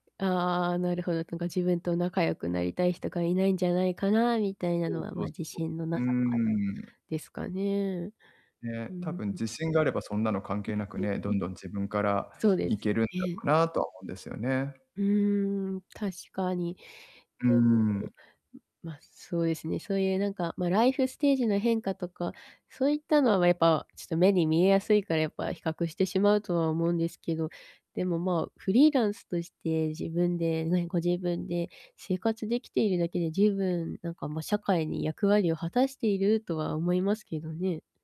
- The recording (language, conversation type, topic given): Japanese, advice, 他人と比べてしまって自分に自信が持てないとき、どうすればいいですか？
- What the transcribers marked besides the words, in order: distorted speech; static; unintelligible speech